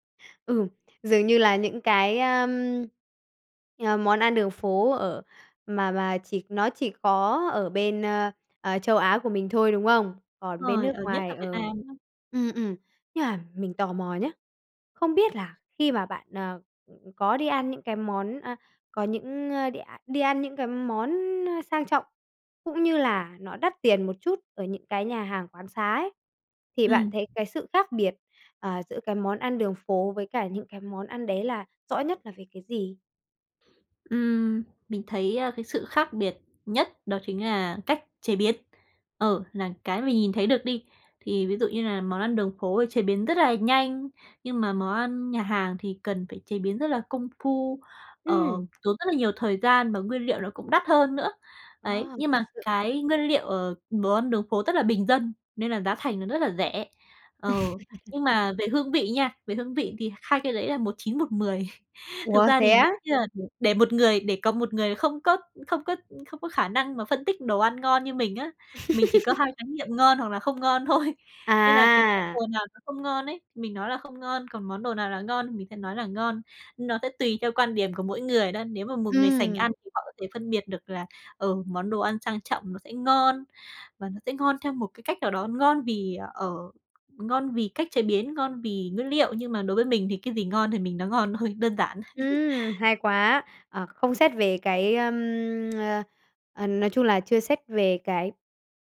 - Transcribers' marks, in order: tapping; laugh; chuckle; laugh; laughing while speaking: "thôi"; other background noise; laugh; tsk
- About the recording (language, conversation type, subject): Vietnamese, podcast, Bạn nhớ nhất món ăn đường phố nào và vì sao?